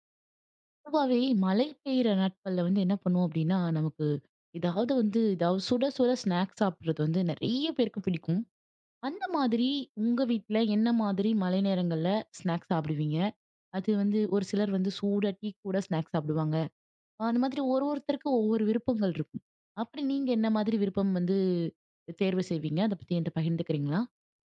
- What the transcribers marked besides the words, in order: other background noise
- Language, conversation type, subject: Tamil, podcast, மழைநாளில் உங்களுக்கு மிகவும் பிடிக்கும் சூடான சிற்றுண்டி என்ன?